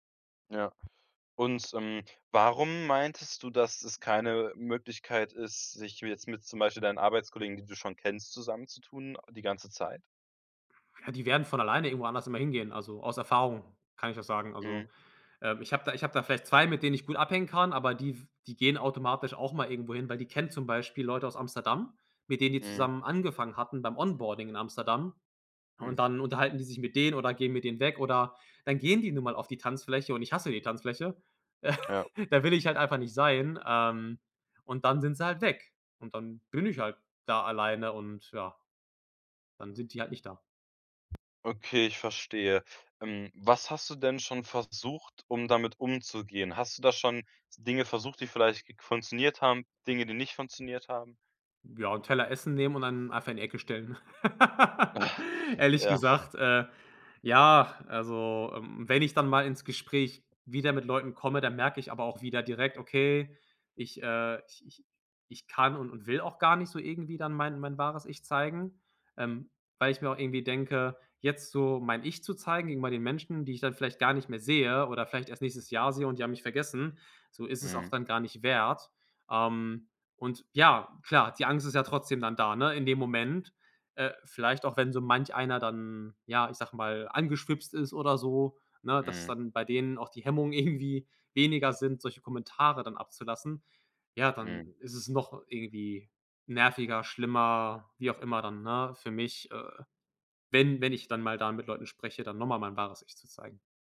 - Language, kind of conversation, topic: German, advice, Wie kann ich mich trotz Angst vor Bewertung und Ablehnung selbstsicherer fühlen?
- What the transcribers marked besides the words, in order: tapping; other noise; scoff; snort; laugh; laughing while speaking: "irgendwie"